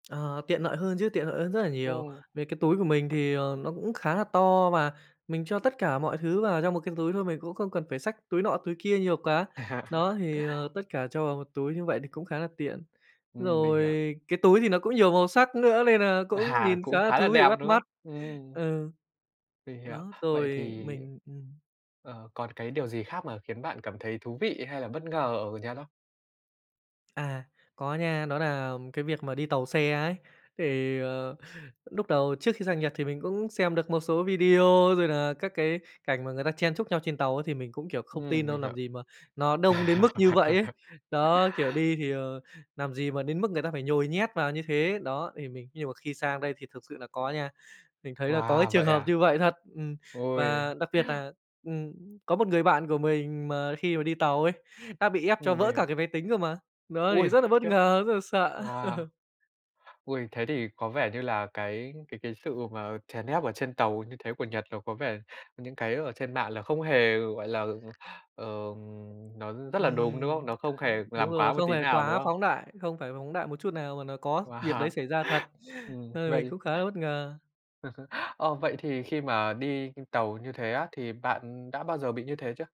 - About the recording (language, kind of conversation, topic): Vietnamese, podcast, Bạn đã bao giờ rời quê hương để bắt đầu một cuộc sống mới chưa?
- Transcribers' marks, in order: tapping; "lợi" said as "nợi"; other background noise; laugh; laughing while speaking: "À"; laugh; "làm" said as "nàm"; laugh; unintelligible speech; laughing while speaking: "Wow"; laugh; unintelligible speech